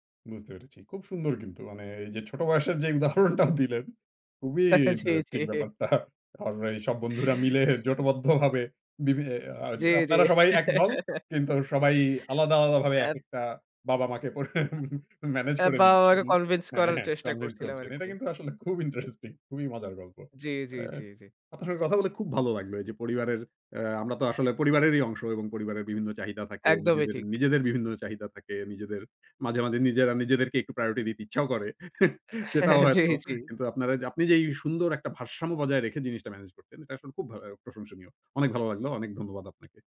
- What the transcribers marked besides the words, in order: laughing while speaking: "ছোট বয়সের যে উদাহরণটাও দিলেন"; laugh; laughing while speaking: "জি, জি"; laughing while speaking: "ইন্টারেস্টিং ব্যাপারটা"; laugh; chuckle; other noise; in English: "convince"; tongue click; chuckle
- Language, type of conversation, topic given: Bengali, podcast, পরিবারের চাহিদা আর নিজের ইচ্ছার মধ্যে টানাপোড়েন হলে আপনি কীভাবে সিদ্ধান্ত নেন?